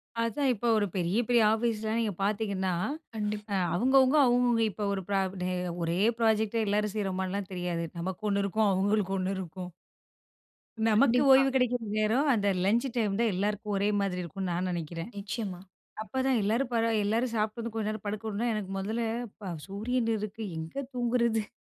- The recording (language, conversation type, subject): Tamil, podcast, சிறிய ஓய்வுத் தூக்கம் (பவர் நாப்) எடுக்க நீங்கள் எந்த முறையைப் பின்பற்றுகிறீர்கள்?
- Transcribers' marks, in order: other background noise; in English: "ப்ராஜெக்ட்"; chuckle; chuckle